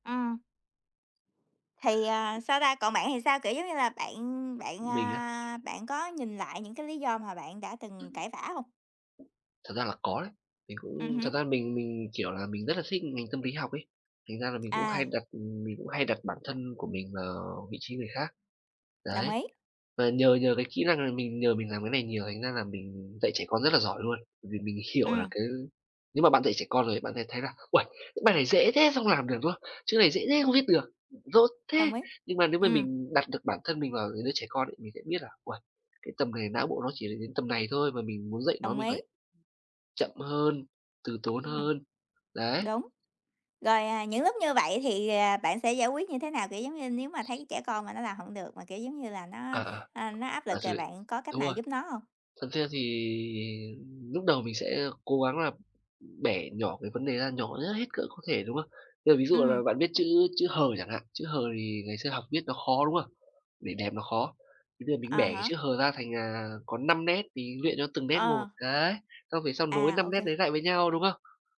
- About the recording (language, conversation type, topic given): Vietnamese, unstructured, Bạn có bao giờ cảm thấy ghét ai đó sau một cuộc cãi vã không?
- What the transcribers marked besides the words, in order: other background noise; tapping